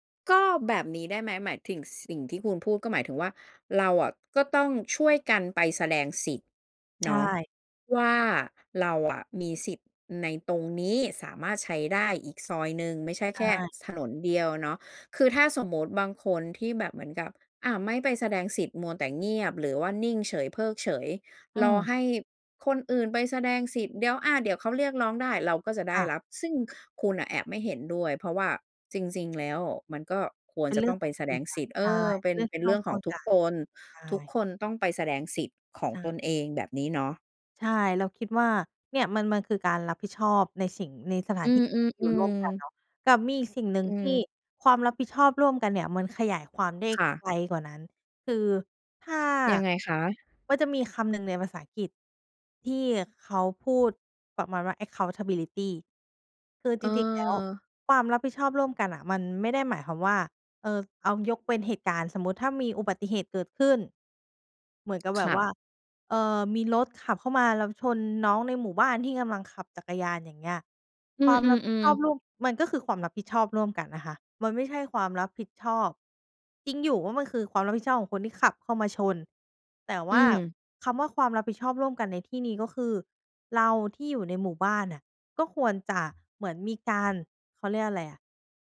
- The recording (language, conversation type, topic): Thai, podcast, คุณคิดว่า “ความรับผิดชอบร่วมกัน” ในชุมชนหมายถึงอะไร?
- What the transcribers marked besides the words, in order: "ถึง" said as "ทิ่ง"; in English: "accountability"